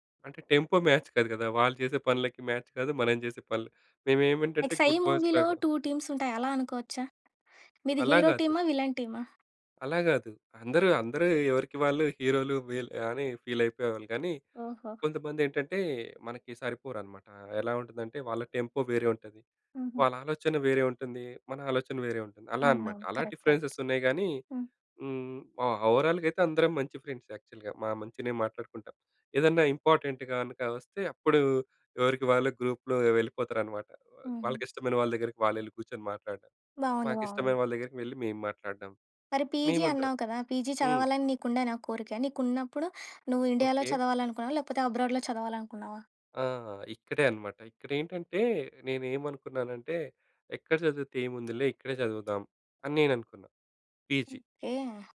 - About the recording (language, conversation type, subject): Telugu, podcast, విదేశం వెళ్లి జీవించాలా లేక ఇక్కడే ఉండాలా అనే నిర్ణయం ఎలా తీసుకుంటారు?
- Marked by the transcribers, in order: in English: "టెంపో మ్యాచ్"; tapping; in English: "మ్యాచ్"; in English: "లైక్"; in English: "గుడ్ బోయ్స్"; in English: "మూవీలో టూ టీమ్స్"; in English: "హీరో"; in English: "విలన్"; in English: "టెంపో"; in English: "డిఫరెన్సెస్"; in English: "కరెక్ట్. కరెక్ట్"; in English: "ఓ ఓవరాల్‌గా"; in English: "ఫ్రెండ్స్ యాక్చువల్‌గా"; in English: "ఇంపార్టెంట్"; in English: "గ్రూప్‌లో"; in English: "పీజీ"; in English: "పీజీ"; in English: "అబ్రాడ్‌లో"; in English: "పీజీ"